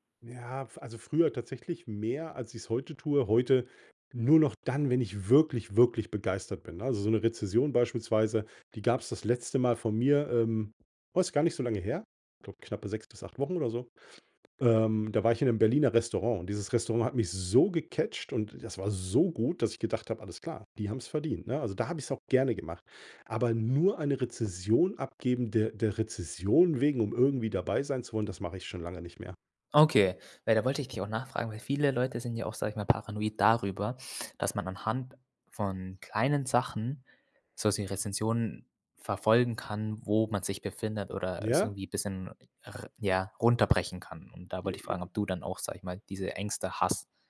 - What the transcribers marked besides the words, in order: other noise; tapping
- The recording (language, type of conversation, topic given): German, podcast, Wie wichtig sind dir Datenschutz-Einstellungen in sozialen Netzwerken?